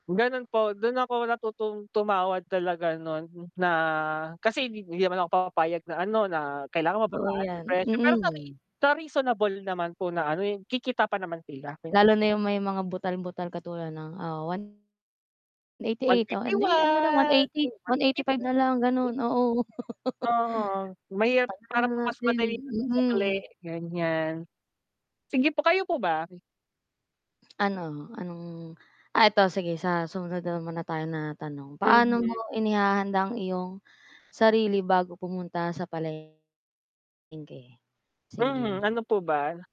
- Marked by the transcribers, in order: distorted speech; other background noise; laugh; tongue click; tapping
- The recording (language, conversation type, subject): Filipino, unstructured, Ano ang pinakatumatak na karanasan mo sa palengke?